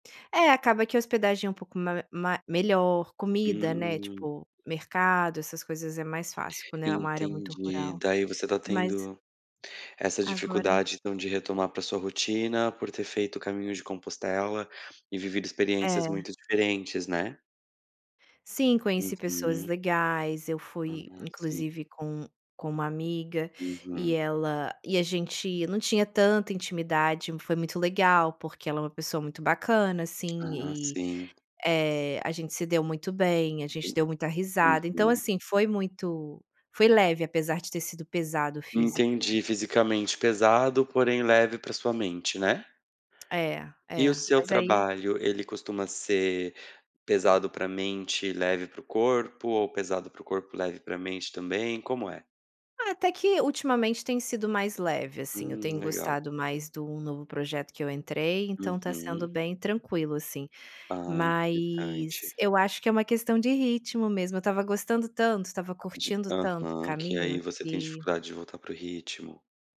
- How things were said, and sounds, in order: tapping
- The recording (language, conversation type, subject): Portuguese, advice, Como posso retomar o ritmo de trabalho após férias ou um intervalo longo?